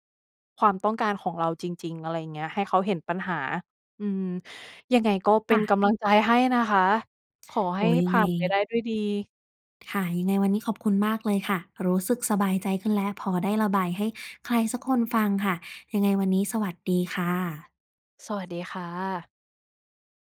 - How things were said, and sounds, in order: other background noise
- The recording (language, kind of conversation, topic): Thai, advice, คุณควรคุยกับคู่รักอย่างไรเมื่อมีความขัดแย้งเรื่องการใช้จ่าย?